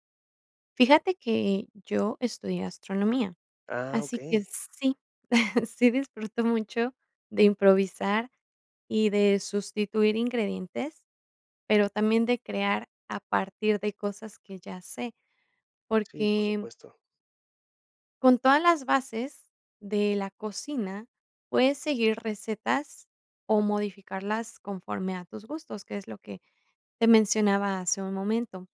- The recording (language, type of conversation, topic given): Spanish, podcast, ¿Cómo improvisas cuando te faltan ingredientes?
- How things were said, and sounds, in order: chuckle